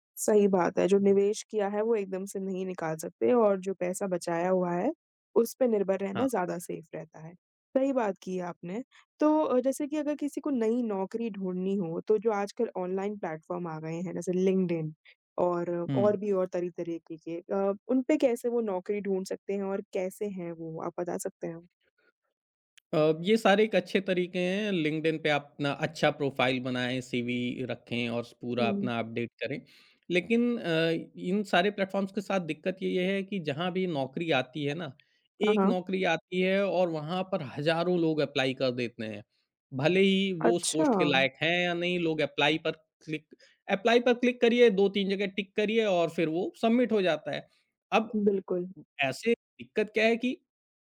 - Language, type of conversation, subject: Hindi, podcast, नौकरी छोड़ने का सही समय आप कैसे पहचानते हैं?
- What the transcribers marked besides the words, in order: in English: "सेफ़"; in English: "प्लेटफ़ॉर्म"; tapping; in English: "प्रोफ़ाइल"; in English: "अपडेट"; in English: "प्लेटफ़ॉर्म्स"; in English: "एप्लाई"; in English: "पोस्ट"; in English: "एप्लाई"; in English: "क्लिक एप्लाई"; in English: "क्लिक"; in English: "टिक"; in English: "सबमिट"